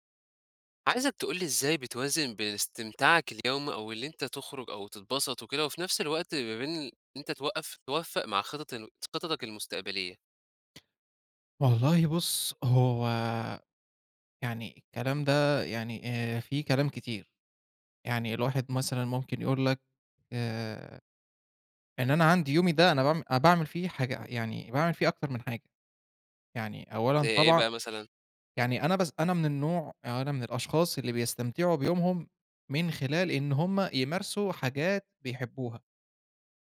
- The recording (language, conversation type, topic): Arabic, podcast, إزاي بتوازن بين استمتاعك اليومي وخططك للمستقبل؟
- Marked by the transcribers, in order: tapping; horn